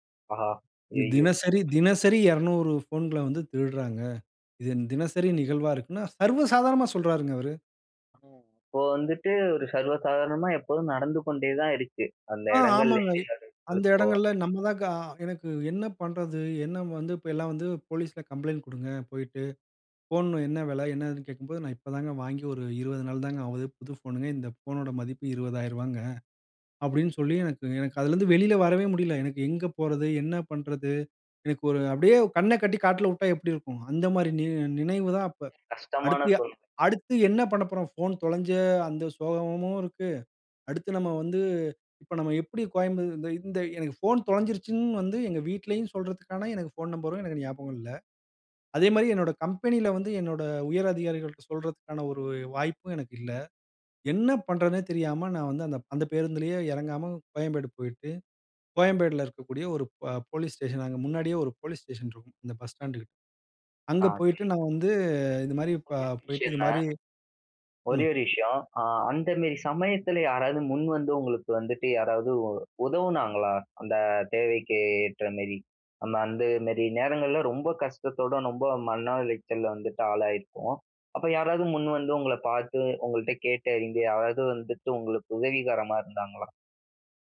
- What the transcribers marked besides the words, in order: unintelligible speech; drawn out: "வந்து"; "மன" said as "மன்ன"
- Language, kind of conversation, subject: Tamil, podcast, நீங்கள் வழிதவறி, கைப்பேசிக்கு சிக்னலும் கிடைக்காமல் சிக்கிய அந்த அனுபவம் எப்படி இருந்தது?